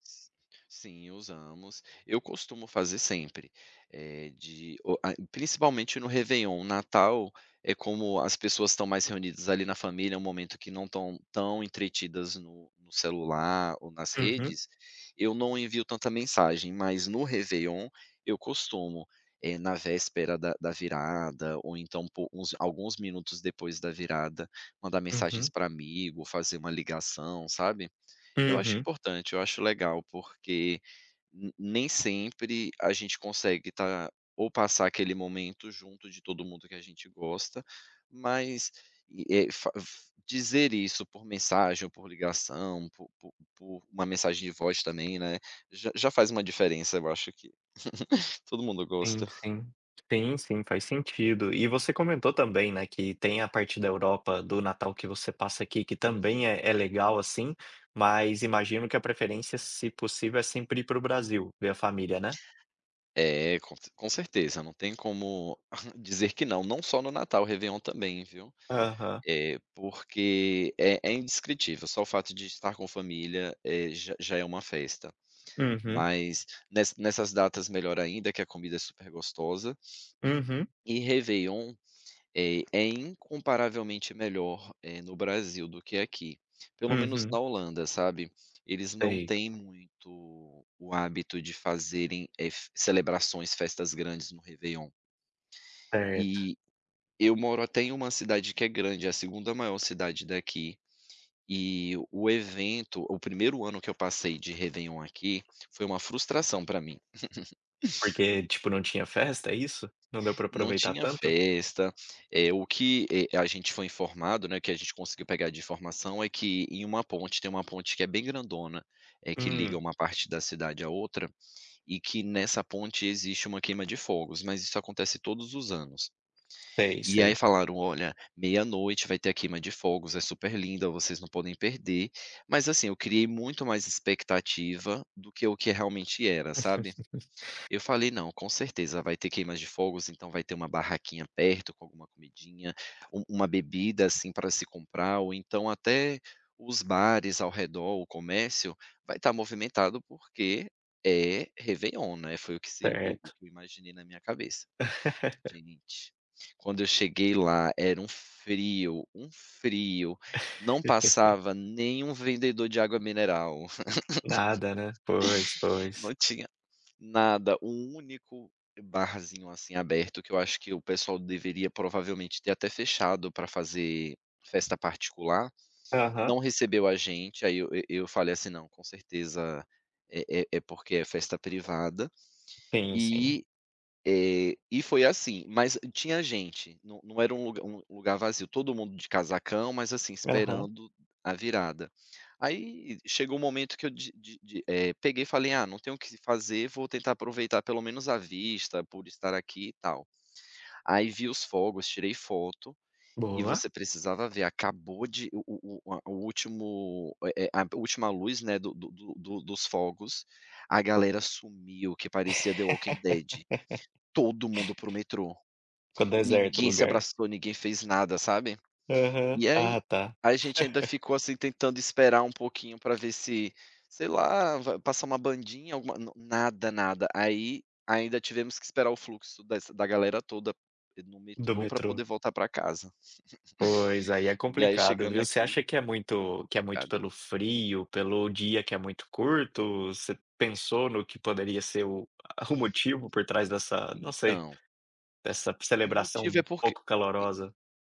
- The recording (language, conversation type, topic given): Portuguese, podcast, Qual festa ou tradição mais conecta você à sua identidade?
- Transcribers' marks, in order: chuckle; other background noise; chuckle; chuckle; laugh; laugh; laugh; laugh; laugh; chuckle; tapping; chuckle; other noise